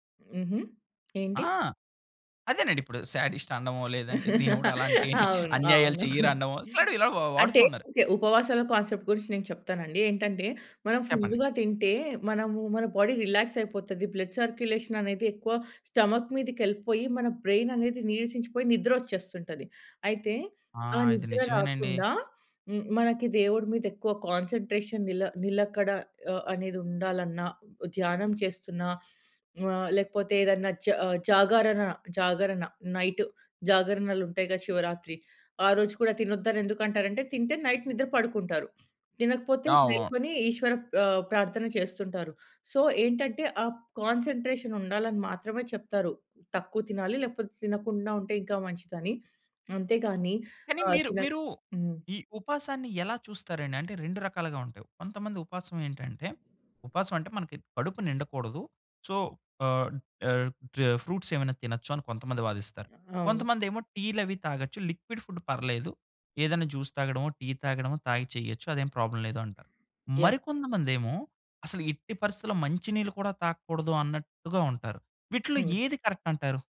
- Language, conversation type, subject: Telugu, podcast, ఉపవాసం గురించి మీకు ఎలాంటి అనుభవం లేదా అభిప్రాయం ఉంది?
- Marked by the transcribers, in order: tapping; in English: "శాడిస్ట్"; laugh; chuckle; in English: "కాన్సెప్ట్"; in English: "ఫుల్‌గా"; in English: "బాడీ రిలాక్స్"; in English: "బ్లడ్ సర్క్యులేషన్"; in English: "స్టమక్"; in English: "బ్రెయిన్"; in English: "కాన్సన్‌ట్రేషన్"; in English: "నైట్"; in English: "నైట్"; in English: "సో"; in English: "కాన్సన్‌ట్రేషన్"; other background noise; in English: "సో"; in English: "లిక్విడ్ ఫుడ్"; in English: "జ్యూస్"; in English: "ప్రాబ్లమ్"; in English: "కరెక్ట్"